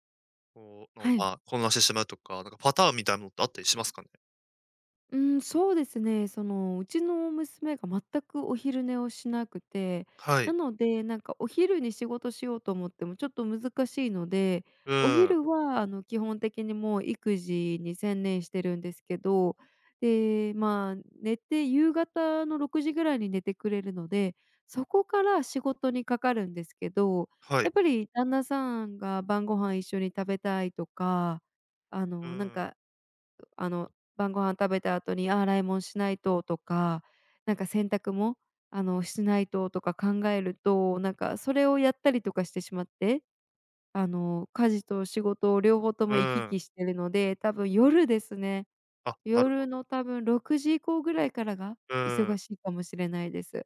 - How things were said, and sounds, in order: none
- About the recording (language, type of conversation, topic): Japanese, advice, 仕事と家事の両立で自己管理がうまくいかないときはどうすればよいですか？